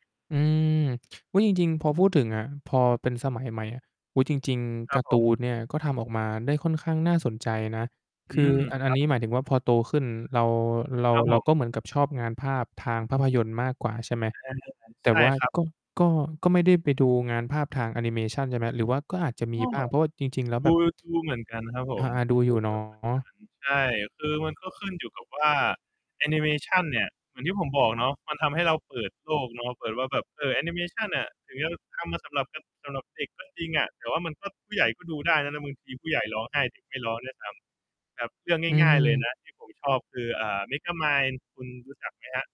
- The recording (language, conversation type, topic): Thai, podcast, หนังหรือการ์ตูนที่คุณดูตอนเด็กๆ ส่งผลต่อคุณในวันนี้อย่างไรบ้าง?
- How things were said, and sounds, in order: distorted speech; mechanical hum; unintelligible speech